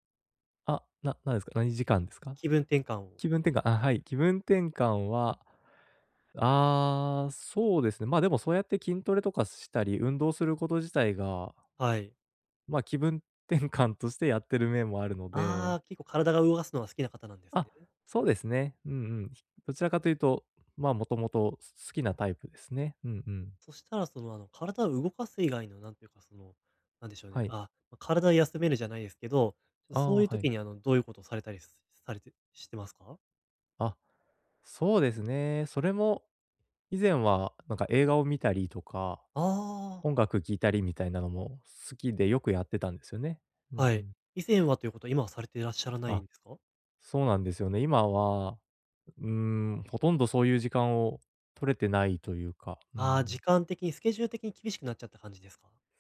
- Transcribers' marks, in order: other background noise; laughing while speaking: "気分転換として"
- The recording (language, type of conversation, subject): Japanese, advice, 毎日のエネルギー低下が疲れなのか燃え尽きなのか、どのように見分ければよいですか？